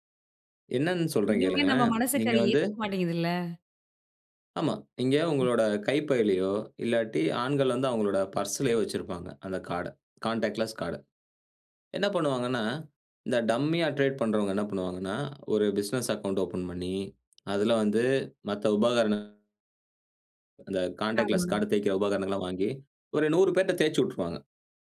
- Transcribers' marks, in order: unintelligible speech; in English: "கான்டாக்ட்லெஸ்"; other background noise; in English: "கான்டாக்ட்லெஸ்"
- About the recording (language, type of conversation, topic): Tamil, podcast, பணமில்லா பரிவர்த்தனைகள் வாழ்க்கையை எப்படித் மாற்றியுள்ளன?